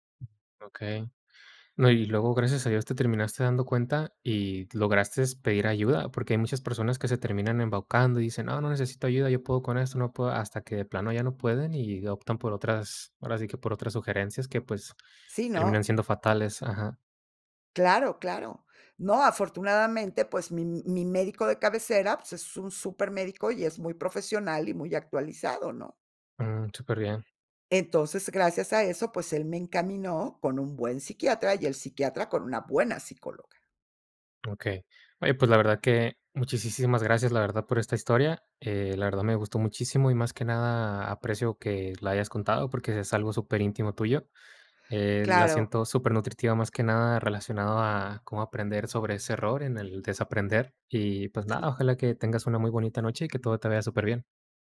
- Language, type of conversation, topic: Spanish, podcast, ¿Qué papel cumple el error en el desaprendizaje?
- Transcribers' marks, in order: none